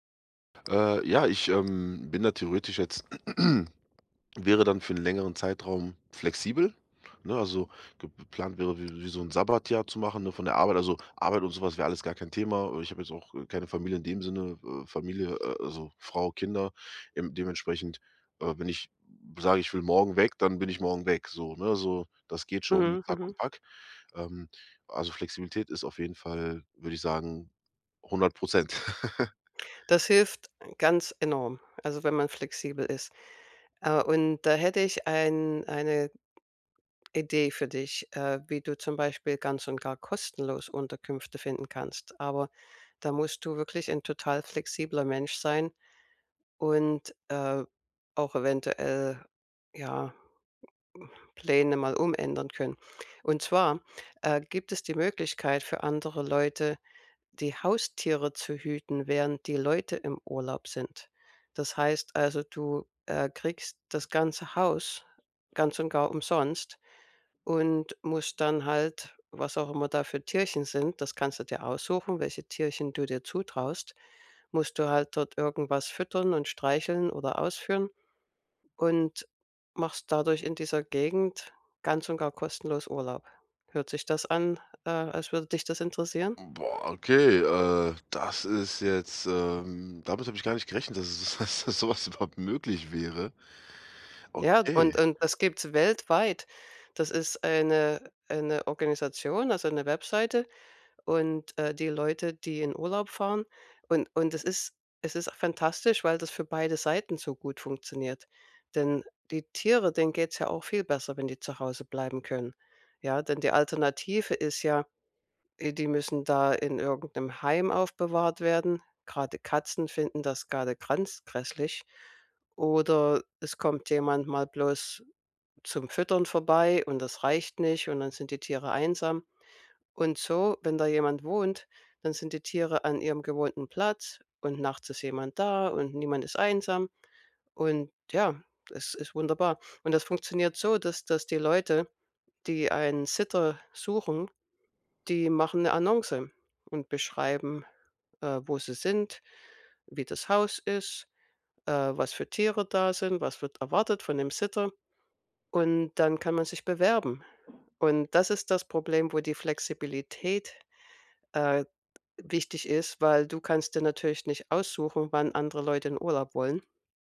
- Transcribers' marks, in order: other background noise; throat clearing; chuckle; laughing while speaking: "dass dass so was überhaupt"; "ganz" said as "granz"; in English: "Sitter"
- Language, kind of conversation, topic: German, advice, Wie finde ich günstige Unterkünfte und Transportmöglichkeiten für Reisen?